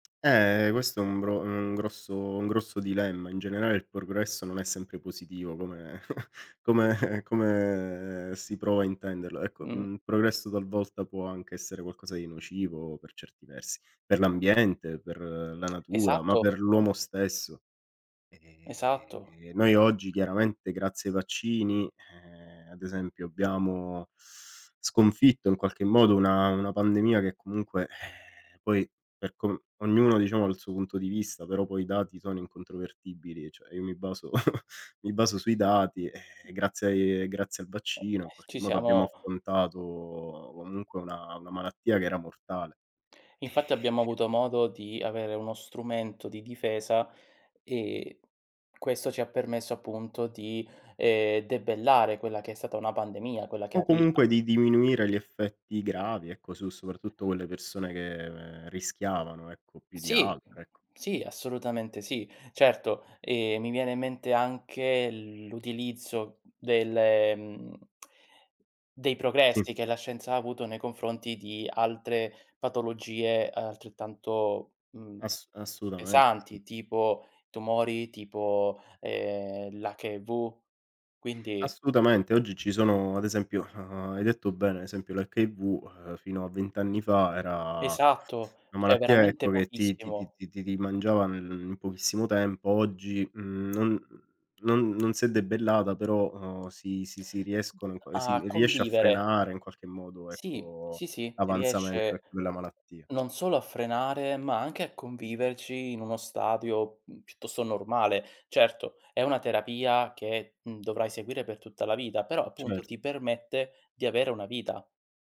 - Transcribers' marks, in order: "progresso" said as "porgresso"; chuckle; laughing while speaking: "come"; drawn out: "come"; chuckle; other noise; tapping; tongue click; other background noise
- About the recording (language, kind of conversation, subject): Italian, unstructured, In che modo la scienza ha contribuito a migliorare la salute delle persone?
- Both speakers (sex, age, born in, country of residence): male, 30-34, Italy, Italy; male, 30-34, Italy, Italy